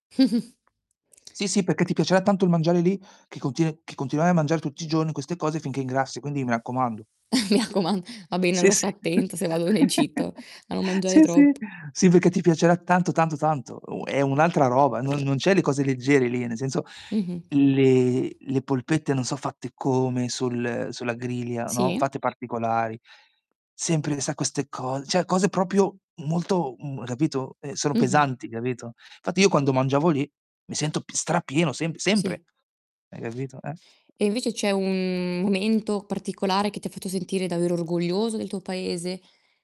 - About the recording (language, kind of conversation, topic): Italian, unstructured, Che cosa ti rende orgoglioso del tuo paese?
- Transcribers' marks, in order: chuckle; static; laughing while speaking: "Mi raccomand"; giggle; laughing while speaking: "Sì, sì"; distorted speech; other background noise; "griglia" said as "grilia"; "cioè" said as "ceh"; "proprio" said as "propio"